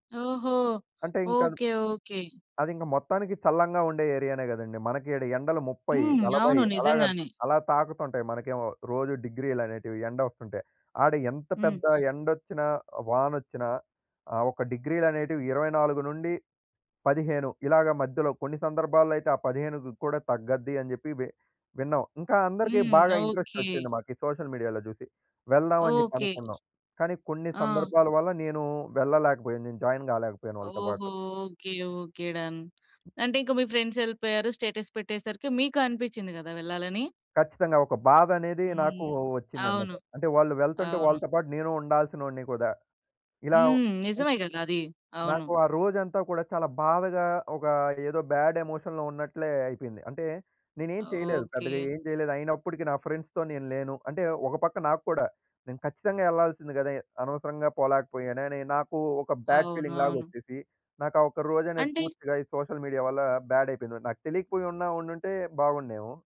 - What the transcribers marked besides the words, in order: in English: "ఏరియానే"; other background noise; in English: "సోషల్ మీడియాలో"; in English: "జాయిన్"; in English: "డన్"; in English: "స్టేటస్"; "కదా" said as "కుదా"; in English: "బాడ్ ఎమోషన్‌లో"; in English: "ఫ్రెండ్స్‌తో"; in English: "బ్యాడ్ ఫీలింగ్‌లాగా"; in English: "సోషల్ మీడియా"; in English: "బాడ్"
- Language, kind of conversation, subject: Telugu, podcast, సోషల్ మీడియా చూసిన తర్వాత మీ ఉదయం మూడ్ మారుతుందా?